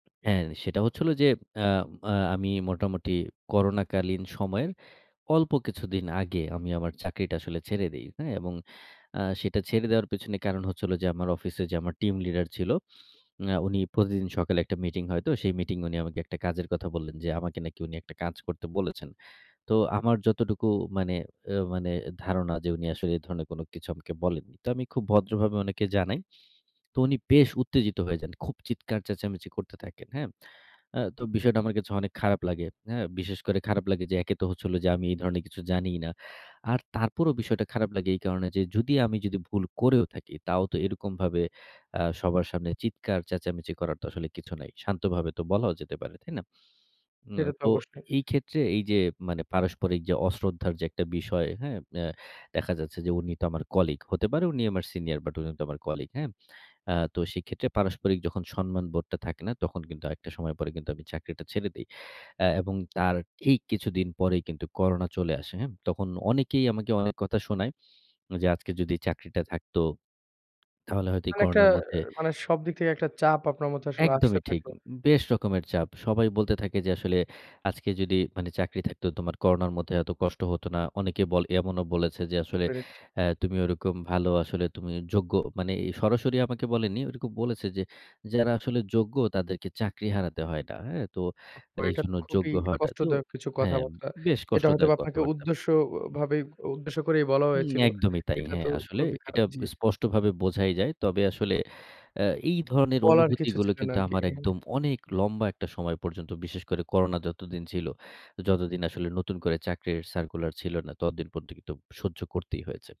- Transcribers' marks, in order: tapping; "পর্যন্ত" said as "প্রদ্দ"
- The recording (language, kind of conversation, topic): Bengali, podcast, কঠিন পরিবর্তনের সময় তুমি নিজেকে কীভাবে সামলাও?